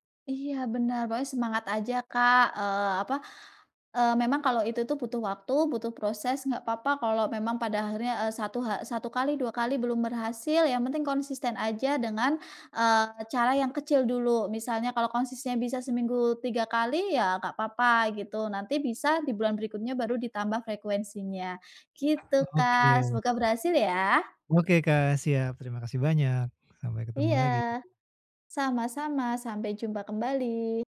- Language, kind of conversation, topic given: Indonesian, advice, Bagaimana cara membuat daftar belanja yang praktis dan hemat waktu untuk makanan sehat mingguan?
- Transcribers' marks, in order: tapping; "konsistennya" said as "konsisnya"; other background noise